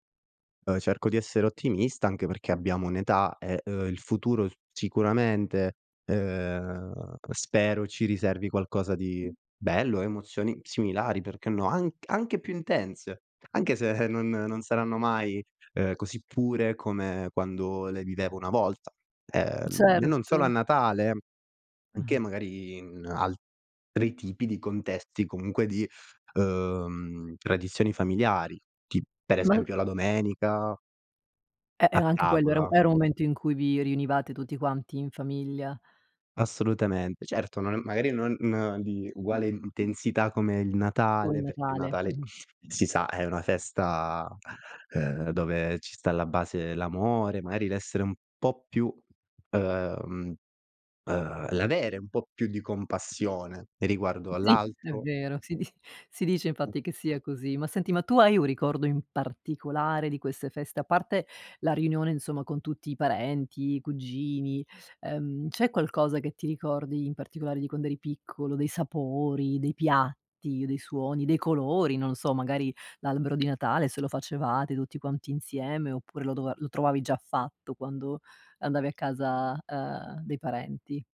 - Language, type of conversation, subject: Italian, podcast, Qual è una tradizione di famiglia che ti emoziona?
- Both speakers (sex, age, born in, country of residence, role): female, 50-54, Italy, United States, host; male, 25-29, Italy, Romania, guest
- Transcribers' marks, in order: unintelligible speech; unintelligible speech; sniff; chuckle; other background noise